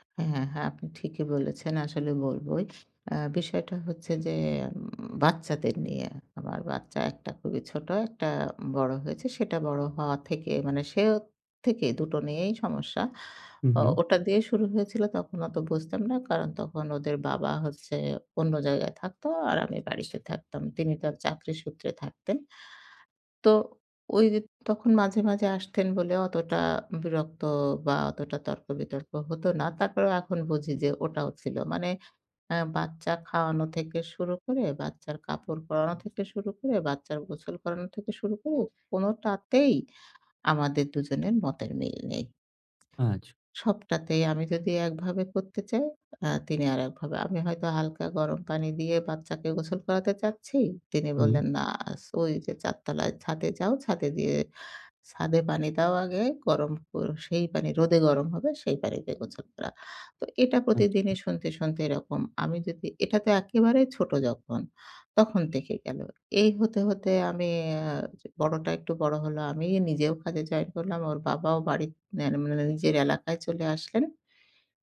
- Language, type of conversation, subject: Bengali, advice, সন্তান পালন নিয়ে স্বামী-স্ত্রীর ক্রমাগত তর্ক
- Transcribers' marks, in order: unintelligible speech